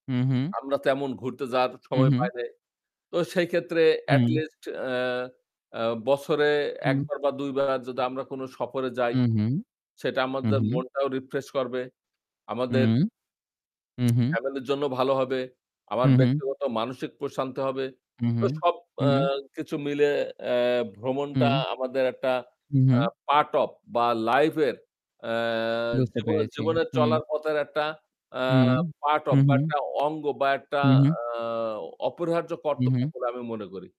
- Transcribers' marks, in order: static; in English: "এটলিস্ট"; "সফরে" said as "সপরে"; tsk; in English: "পার্ট অপ"; "অফ" said as "অপ"; in English: "পার্ট অপ"; "অফ" said as "অপ"
- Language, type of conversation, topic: Bengali, unstructured, আপনি ভ্রমণে গিয়ে কখনো পথ হারিয়ে ফেলেছেন কি, আর সেই অভিজ্ঞতা কেমন ছিল?